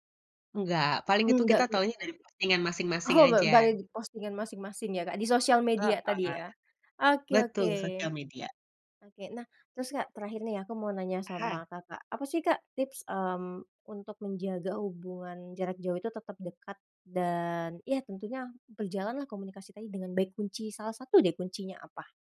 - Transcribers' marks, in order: laughing while speaking: "Oh"
- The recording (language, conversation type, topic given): Indonesian, podcast, Bagaimana cara kamu menjaga persahabatan jarak jauh agar tetap terasa dekat?